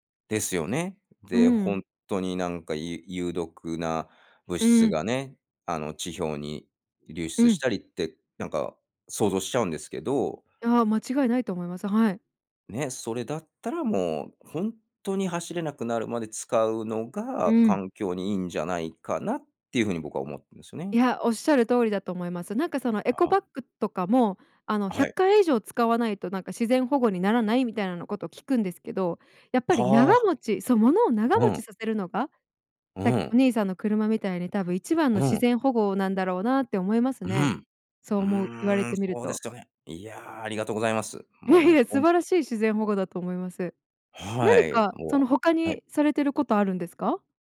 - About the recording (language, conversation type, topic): Japanese, podcast, 日常生活の中で自分にできる自然保護にはどんなことがありますか？
- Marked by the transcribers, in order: laughing while speaking: "いや いや"; unintelligible speech